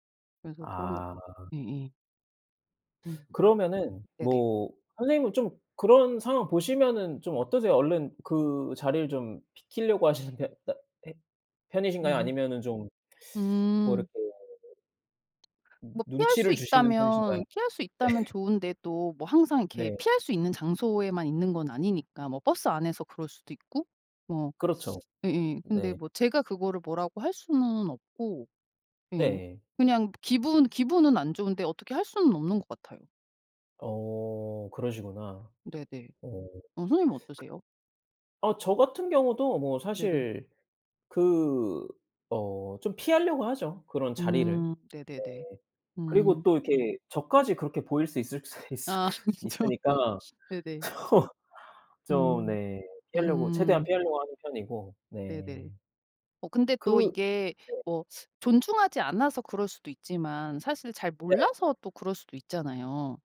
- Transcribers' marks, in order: teeth sucking; teeth sucking; tapping; laughing while speaking: "네"; teeth sucking; teeth sucking; laughing while speaking: "수 있을까 있을 수"; laughing while speaking: "아 그렇죠"; laugh; sniff; laughing while speaking: "좀"; teeth sucking
- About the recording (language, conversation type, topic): Korean, unstructured, 여행지에서 현지 문화를 존중하지 않는 사람들에 대해 어떻게 생각하시나요?